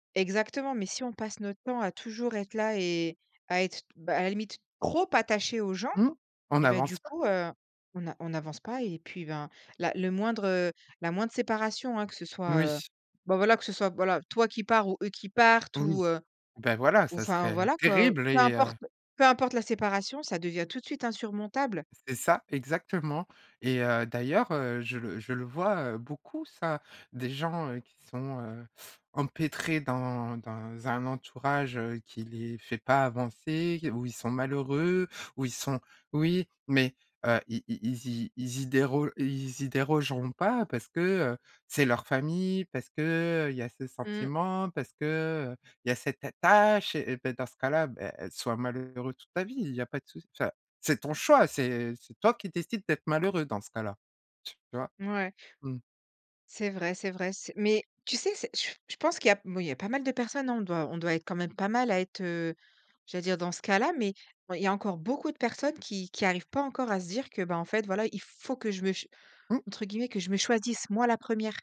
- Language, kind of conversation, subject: French, podcast, Pouvez-vous raconter un moment où vous avez dû tout recommencer ?
- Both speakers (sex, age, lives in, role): female, 30-34, France, host; female, 40-44, France, guest
- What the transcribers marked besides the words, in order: stressed: "trop"; other background noise; tapping; stressed: "faut"